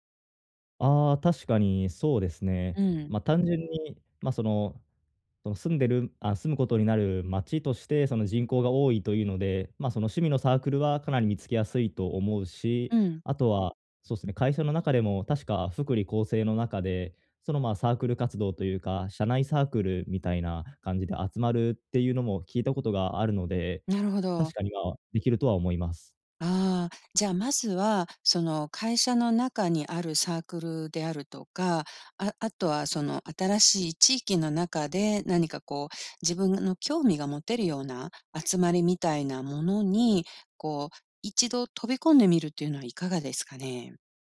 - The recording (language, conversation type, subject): Japanese, advice, 慣れた環境から新しい生活へ移ることに不安を感じていますか？
- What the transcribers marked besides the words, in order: none